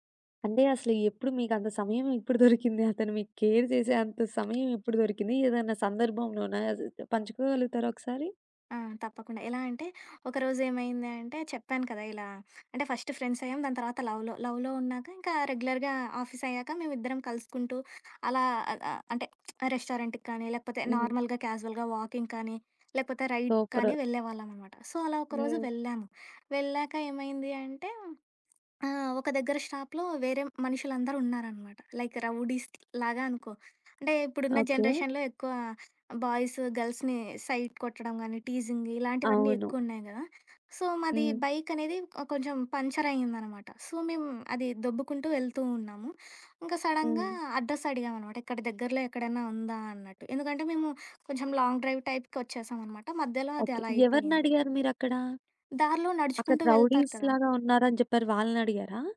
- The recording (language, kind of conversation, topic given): Telugu, podcast, మీ వివాహ దినాన్ని మీరు ఎలా గుర్తుంచుకున్నారు?
- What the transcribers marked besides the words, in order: tapping; in English: "కేర్"; other background noise; in English: "ఫస్ట్ ఫ్రెండ్స్"; in English: "లవ్‌లో. లవ్‌లో"; in English: "రెగ్యులర్‌గా ఆఫీస్"; lip smack; in English: "రెస్టారెంట్‌కి"; in English: "నార్మల్‌గా, క్యాజువల్‌గా వాకింగ్"; in English: "రైడ్"; in English: "సో"; in English: "షాప్‌లో"; in English: "లైక్ రౌడీస్"; in English: "జనరేషన్‌లో"; in English: "బాయ్స్, గర్ల్స్‌ని సైట్"; in English: "టీజింగ్"; in English: "సో"; in English: "సో"; in English: "సడన్‌గా అడ్రస్"; in English: "లాంగ్ డ్రైవ్ టైప్‌కి"; in English: "రౌడీస్"